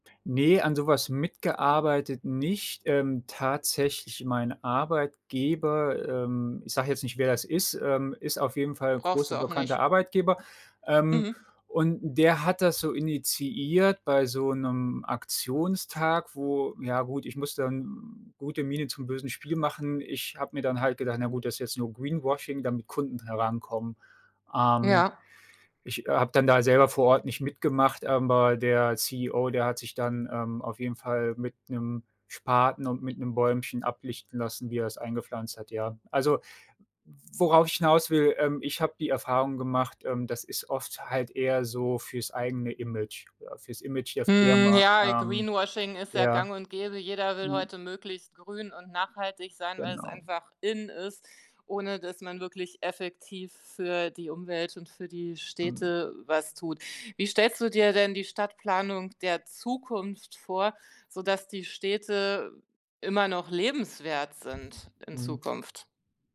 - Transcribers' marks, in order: other background noise
- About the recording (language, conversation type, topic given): German, podcast, Wie können Städte grüner und kühler werden?